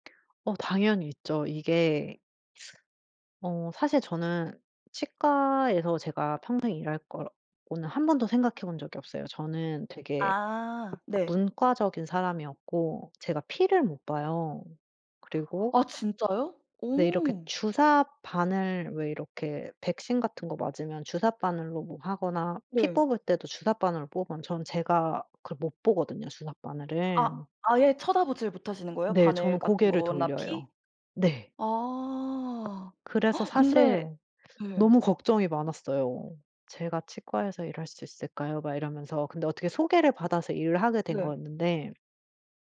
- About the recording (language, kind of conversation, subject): Korean, podcast, 일과 삶의 균형은 보통 어떻게 챙기시나요?
- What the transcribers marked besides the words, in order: tapping; other background noise; gasp